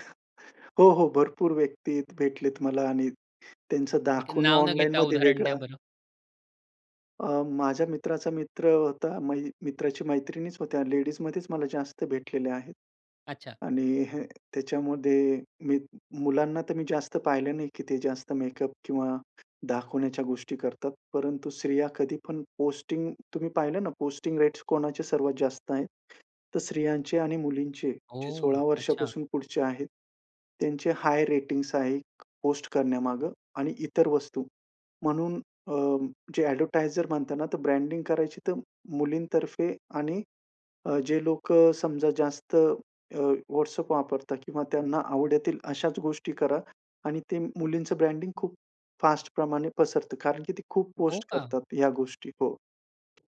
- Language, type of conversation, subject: Marathi, podcast, ऑनलाइन आणि वास्तव आयुष्यातली ओळख वेगळी वाटते का?
- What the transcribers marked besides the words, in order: other background noise; in English: "पोस्टिंग"; in English: "पोस्टिंग रेट्स"; in English: "हाय रेटिंग्स"; in English: "एडव्हर्टायझर"; in English: "ब्रँडिंग"; in English: "ब्रँडिंग"